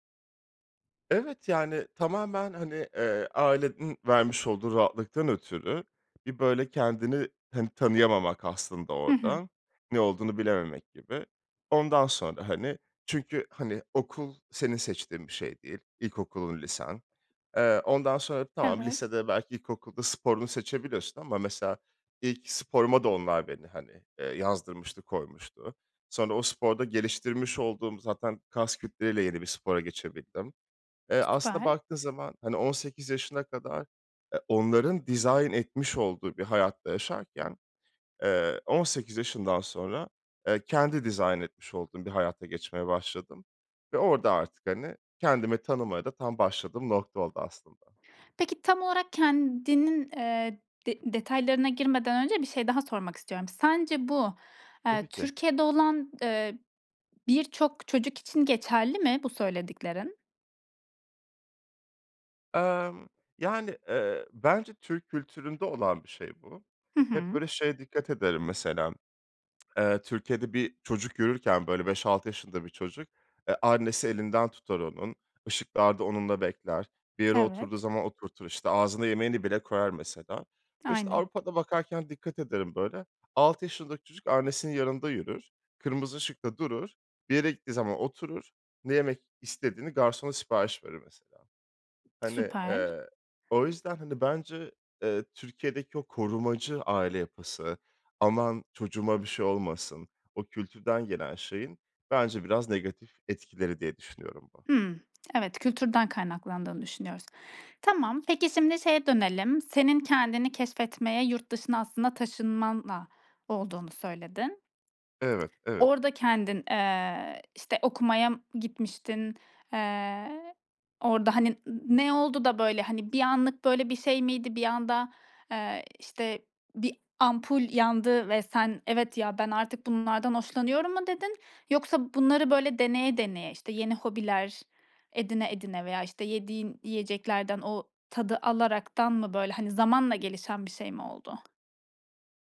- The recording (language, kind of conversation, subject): Turkish, podcast, Kendini tanımaya nereden başladın?
- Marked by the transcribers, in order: tsk; other background noise; tapping